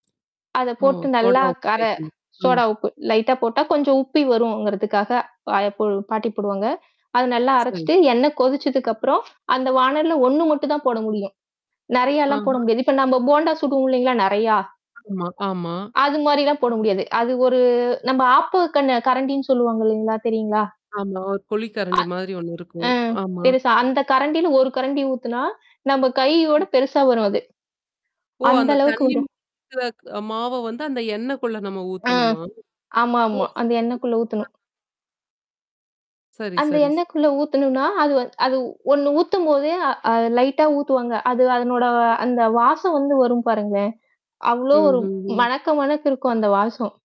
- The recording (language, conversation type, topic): Tamil, podcast, உங்கள் குடும்பத்தில் சமையல் மரபு எப்படி தொடங்கி, இன்று வரை எப்படி தொடர்ந்திருக்கிறது?
- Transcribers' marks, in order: tapping; static; distorted speech; in English: "லைட்டா"; other background noise; drawn out: "ஒரு"; other noise; in English: "லைட்டா"; drawn out: "அதனோட"